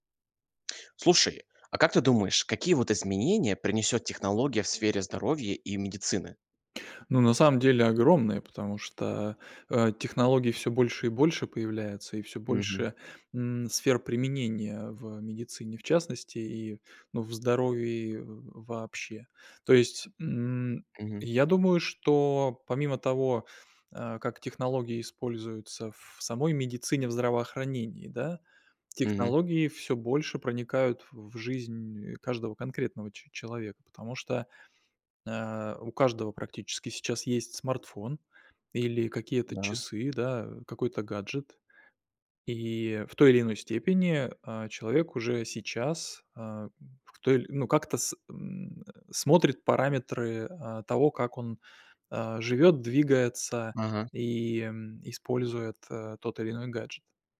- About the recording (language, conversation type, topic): Russian, podcast, Какие изменения принесут технологии в сфере здоровья и медицины?
- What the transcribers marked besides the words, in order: tapping